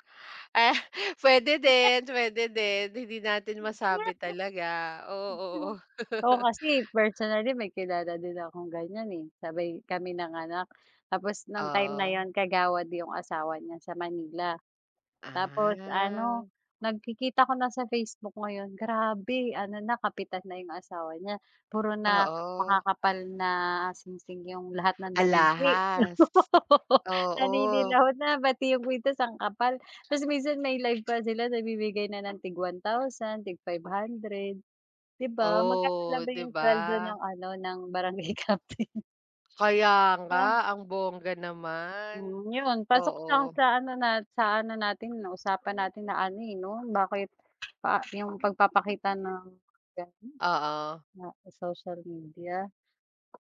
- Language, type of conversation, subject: Filipino, unstructured, Ano ang palagay mo sa paraan ng pagpapakita ng sarili sa sosyal na midya?
- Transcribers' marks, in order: giggle; unintelligible speech; laugh; drawn out: "Ah"; laugh; tapping; other background noise; laughing while speaking: "Barangay Captain?"; unintelligible speech